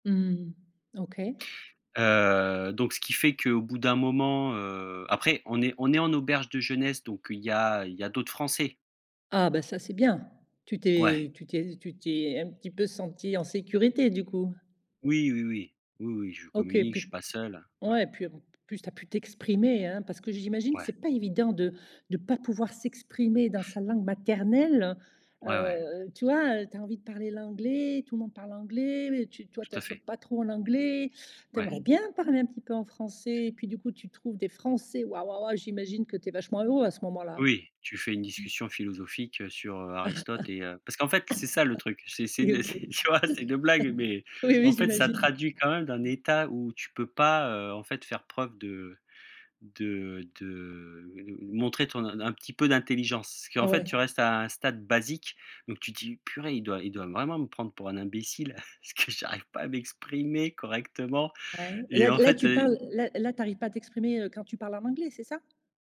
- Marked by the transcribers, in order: other background noise; stressed: "bien"; tapping; laugh; cough; laugh; laughing while speaking: "c'est une tu vois, c'est une blague"; chuckle; laughing while speaking: "parce que j'arrive"
- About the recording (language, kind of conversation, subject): French, podcast, Comment gères-tu la barrière de la langue quand tu te perds ?
- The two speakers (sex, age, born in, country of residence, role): female, 55-59, France, Portugal, host; male, 40-44, France, France, guest